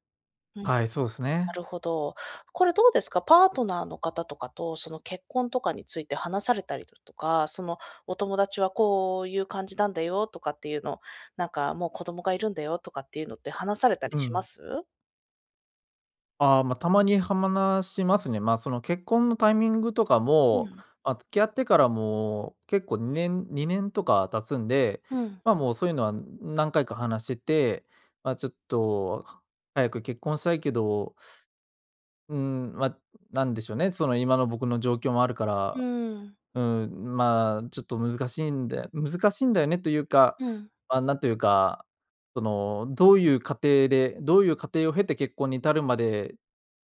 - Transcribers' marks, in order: other noise; "話し" said as "はまなし"
- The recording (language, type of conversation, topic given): Japanese, advice, 友人への嫉妬に悩んでいる